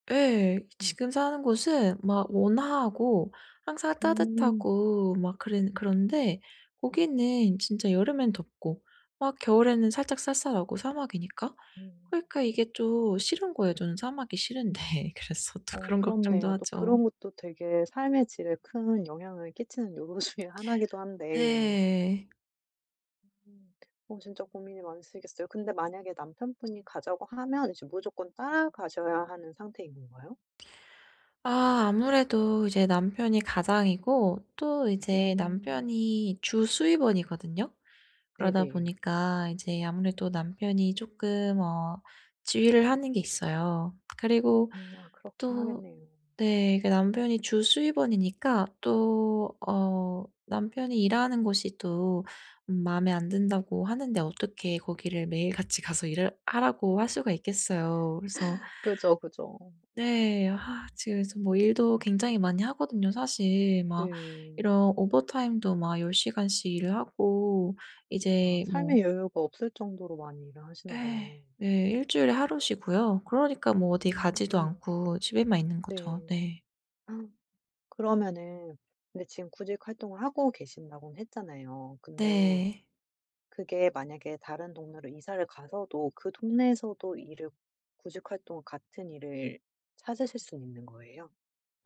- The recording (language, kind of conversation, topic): Korean, advice, 미래가 불확실해서 걱정이 많을 때, 일상에서 걱정을 줄일 수 있는 방법은 무엇인가요?
- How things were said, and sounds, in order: laughing while speaking: "싫은데 그래서 또"; other background noise; laughing while speaking: "요소"; tapping; laugh; gasp